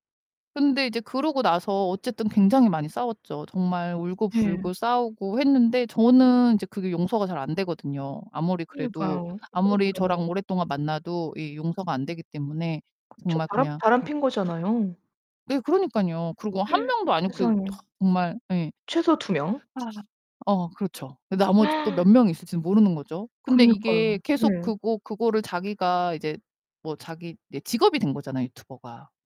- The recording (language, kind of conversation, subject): Korean, advice, 배신(불륜·거짓말) 당한 뒤 신뢰를 회복하기가 왜 이렇게 어려운가요?
- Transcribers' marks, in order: distorted speech; other background noise; gasp; sigh; gasp